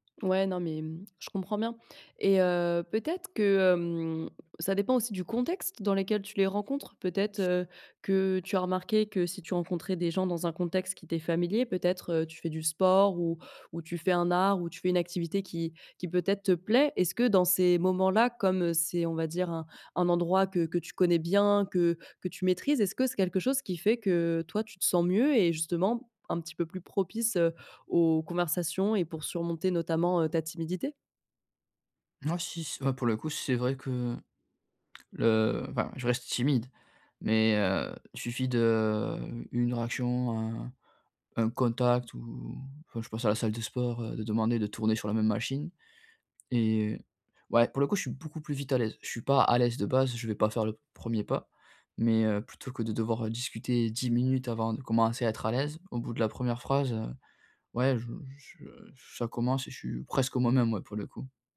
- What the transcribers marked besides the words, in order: stressed: "contexte"; stressed: "sport"; drawn out: "de"
- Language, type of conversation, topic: French, advice, Comment surmonter ma timidité pour me faire des amis ?